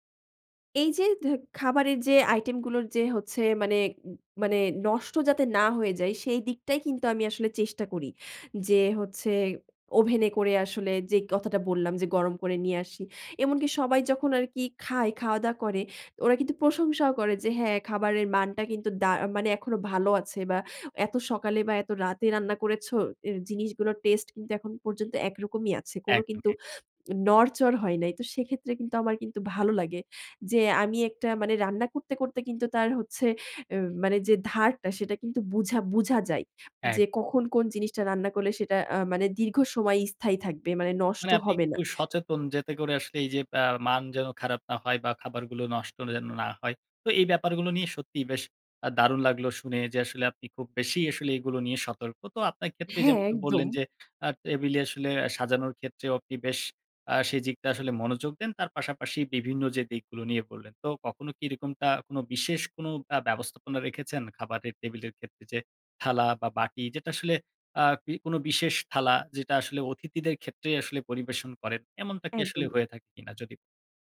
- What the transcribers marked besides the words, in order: other background noise
- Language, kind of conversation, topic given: Bengali, podcast, অতিথি এলে খাবার পরিবেশনের কোনো নির্দিষ্ট পদ্ধতি আছে?